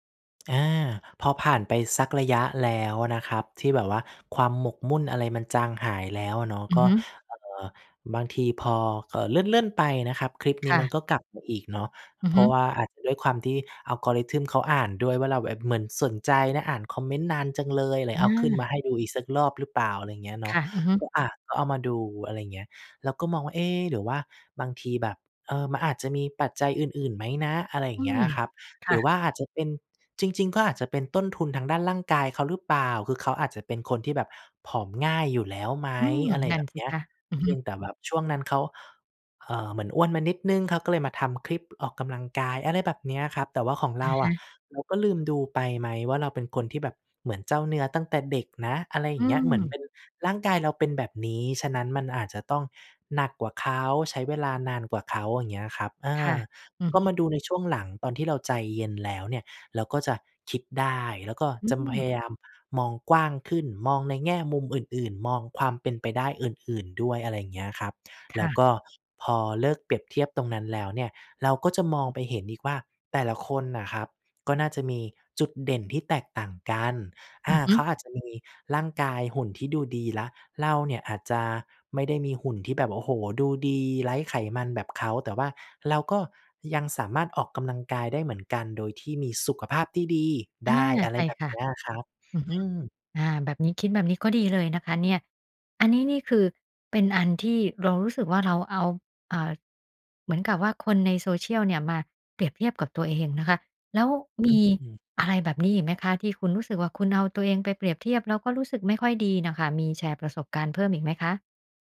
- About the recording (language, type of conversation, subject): Thai, podcast, โซเชียลมีเดียส่งผลต่อความมั่นใจของเราอย่างไร?
- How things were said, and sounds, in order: tapping